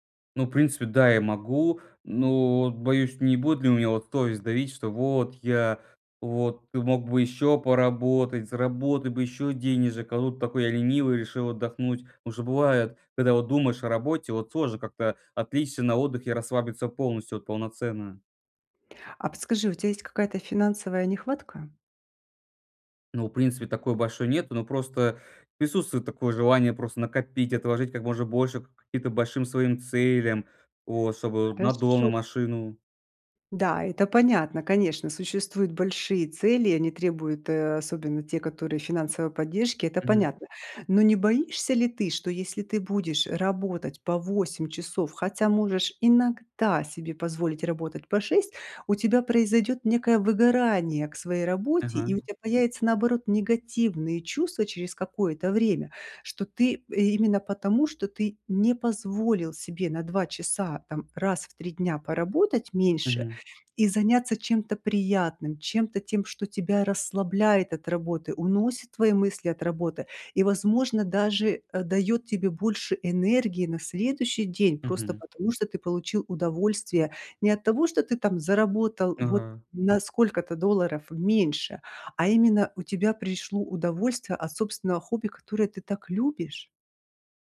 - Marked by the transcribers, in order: none
- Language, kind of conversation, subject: Russian, advice, Как найти баланс между работой и личными увлечениями, если из-за работы не хватает времени на хобби?